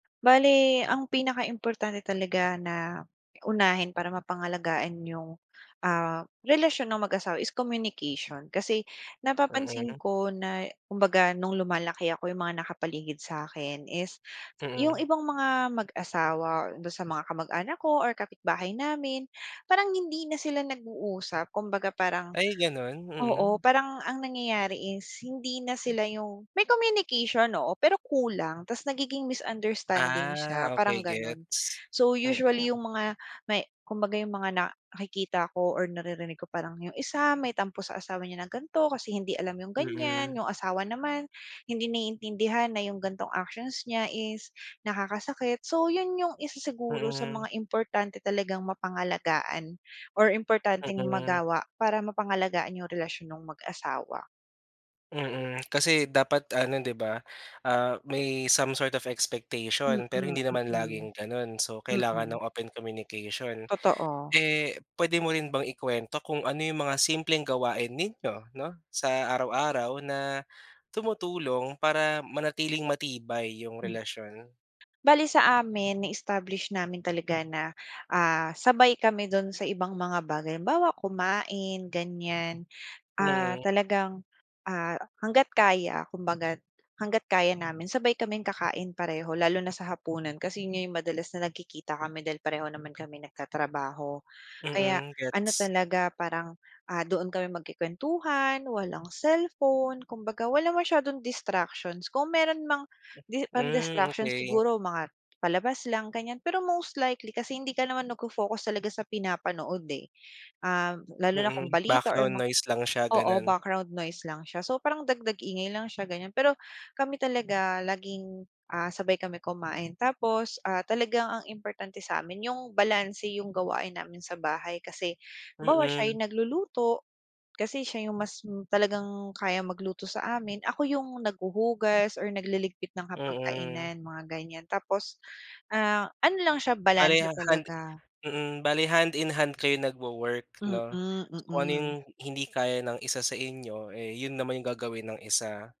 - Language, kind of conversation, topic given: Filipino, podcast, Paano ninyo pinapangalagaan ang relasyon ninyong mag-asawa?
- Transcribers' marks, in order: tapping; other background noise